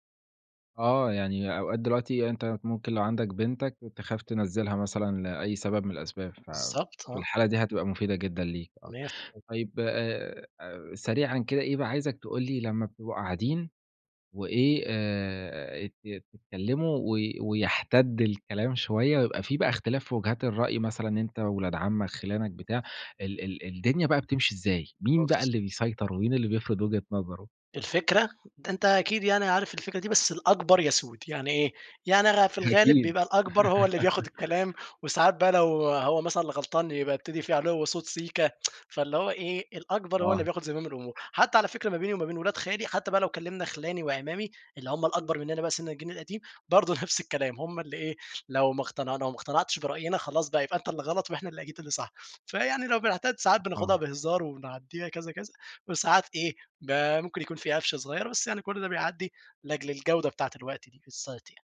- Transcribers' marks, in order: unintelligible speech; laughing while speaking: "أكيد"; laugh; tsk
- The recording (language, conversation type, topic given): Arabic, podcast, إزاي تخلّي وقت العيلة يبقى ليه قيمة بجد؟